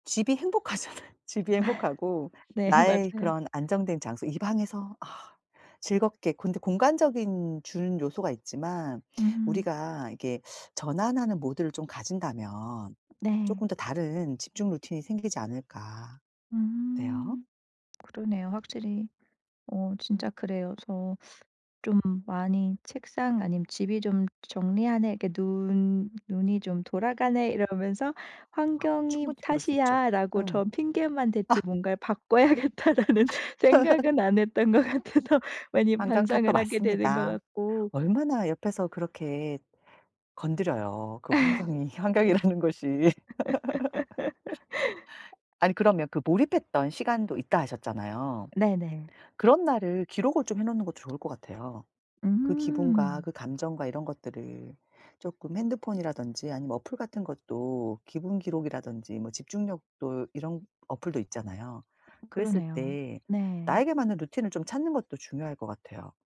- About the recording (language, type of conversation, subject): Korean, advice, 매일 공부하거나 업무에 몰입할 수 있는 루틴을 어떻게 만들 수 있을까요?
- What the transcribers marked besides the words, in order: laughing while speaking: "행복하잖아요"; laugh; other background noise; tapping; laughing while speaking: "'바꿔야겠다.'라는"; laugh; laughing while speaking: "같아서"; laughing while speaking: "환경이라는 것이"; laugh